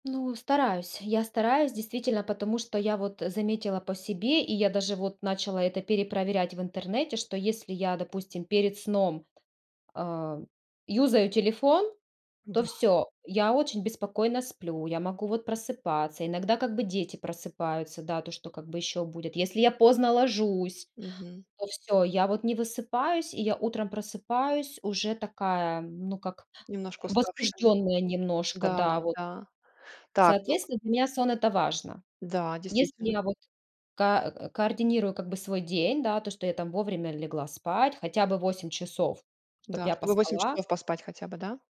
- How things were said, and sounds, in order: tapping; in English: "юзаю"
- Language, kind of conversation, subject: Russian, podcast, Как ты справляешься со стрессом в обычный день?